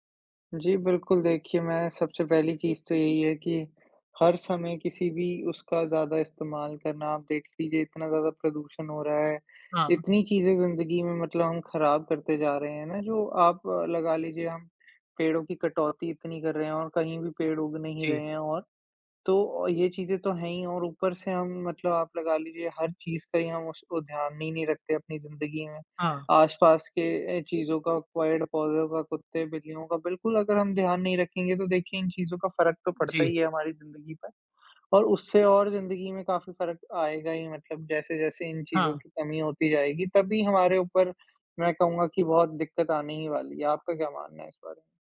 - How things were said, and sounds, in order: tapping
- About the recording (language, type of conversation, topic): Hindi, unstructured, क्या जलवायु परिवर्तन को रोकने के लिए नीतियाँ और अधिक सख्त करनी चाहिए?